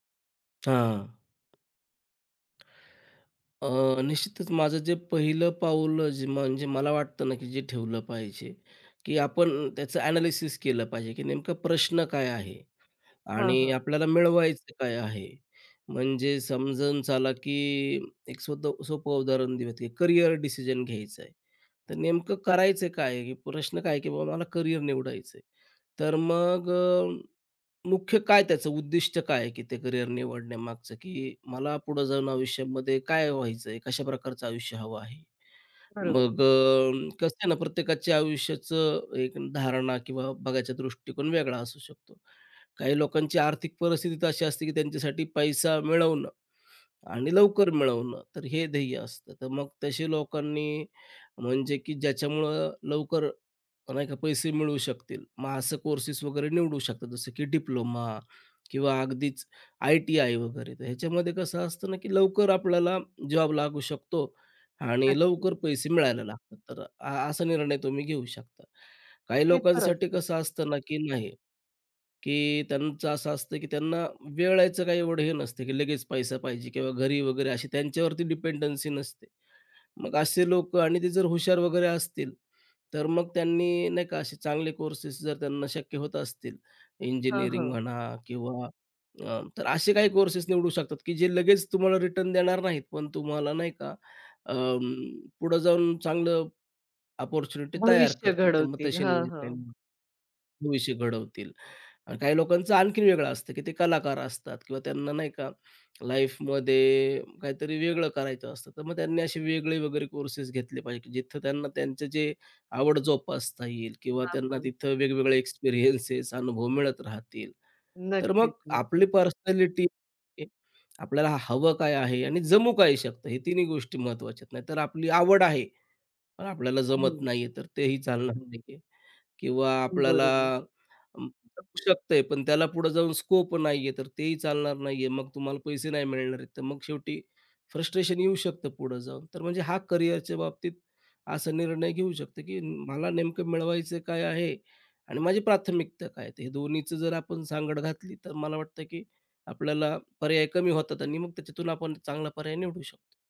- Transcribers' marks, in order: tapping; in English: "ॲनालिसिस"; in English: "करियर डिसिजन"; in English: "करियर"; in English: "करियर"; in English: "अपॉर्च्युनिटी"; in English: "पर्सनॅलिटी"; unintelligible speech; in English: "स्कोप"; in English: "फ्रस्ट्रेशन"; in English: "करियर"
- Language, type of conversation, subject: Marathi, podcast, अनेक पर्यायांमुळे होणारा गोंधळ तुम्ही कसा दूर करता?